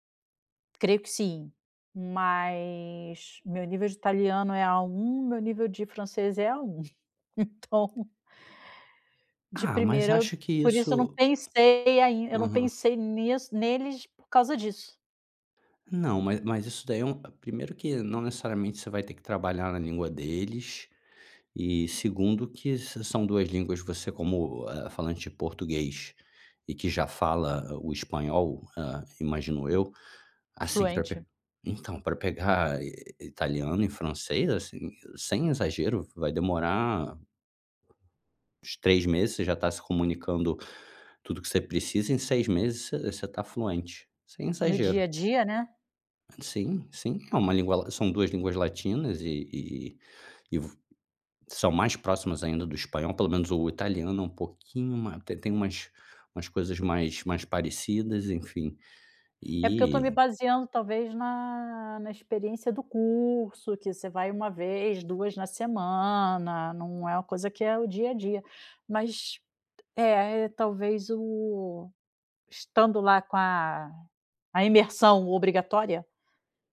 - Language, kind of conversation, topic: Portuguese, advice, Como posso trocar de carreira sem garantias?
- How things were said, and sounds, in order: other noise; tapping